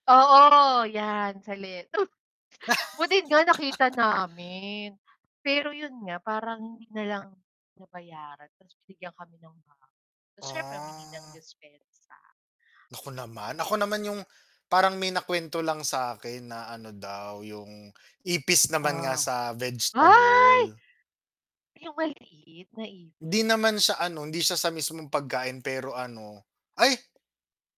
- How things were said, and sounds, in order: static; distorted speech; chuckle; laugh; surprised: "Ay!"
- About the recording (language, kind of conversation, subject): Filipino, unstructured, Ano ang reaksyon mo kapag may nagsabing hindi malinis ang pagkain?